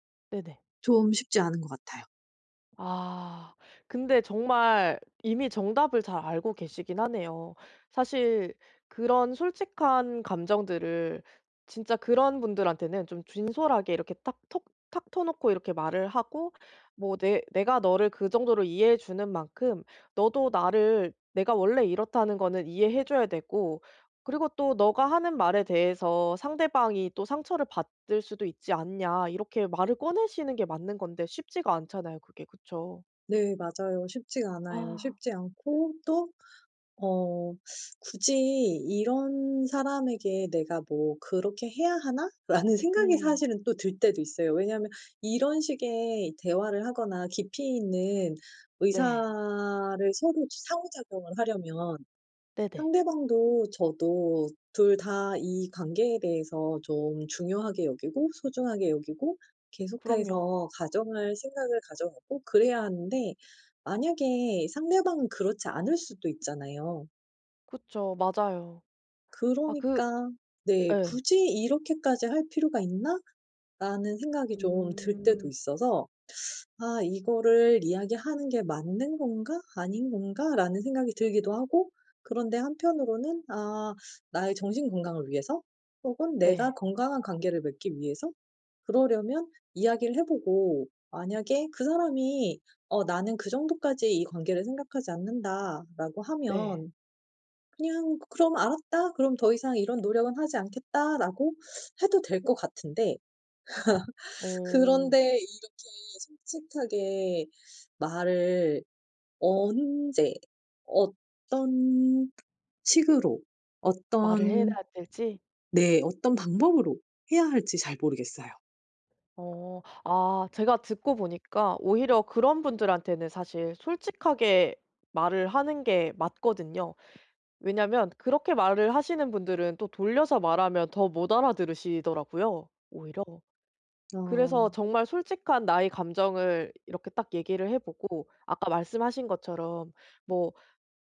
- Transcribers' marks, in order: tapping; other background noise; teeth sucking; laughing while speaking: "라는"; teeth sucking; teeth sucking; laugh; "해야" said as "해데아"
- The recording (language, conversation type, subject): Korean, advice, 감정을 더 솔직하게 표현하는 방법은 무엇인가요?